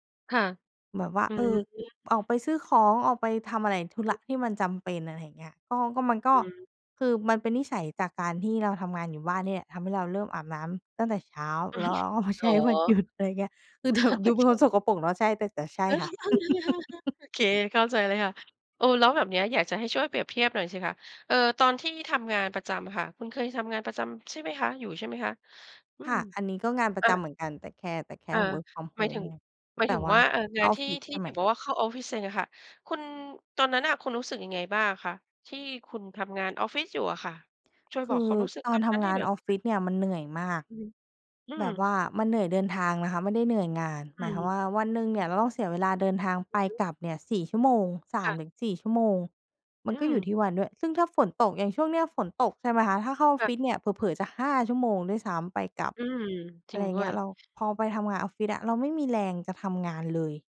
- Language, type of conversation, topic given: Thai, podcast, การทำงานจากที่บ้านสอนอะไรให้คุณบ้าง?
- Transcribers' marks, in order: chuckle; chuckle; unintelligible speech; chuckle; in English: "work from home"; tapping; other background noise